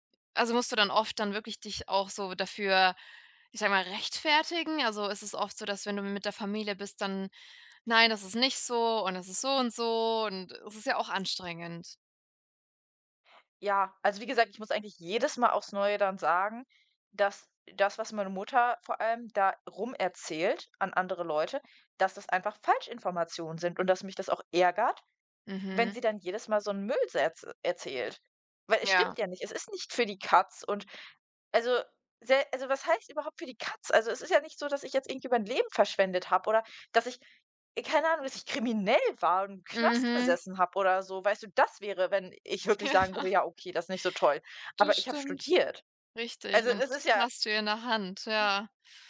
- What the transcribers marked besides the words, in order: angry: "für die Katz?"; stressed: "das"; laughing while speaking: "Ja"; stressed: "studiert"
- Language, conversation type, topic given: German, unstructured, Fühlst du dich manchmal von deiner Familie missverstanden?